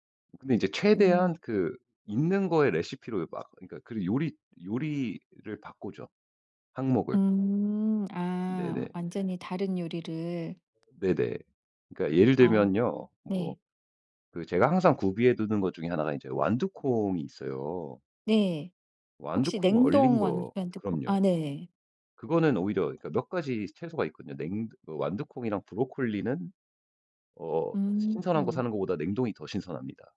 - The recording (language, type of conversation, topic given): Korean, podcast, 냉장고에 남은 재료로 무엇을 만들 수 있을까요?
- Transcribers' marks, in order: other background noise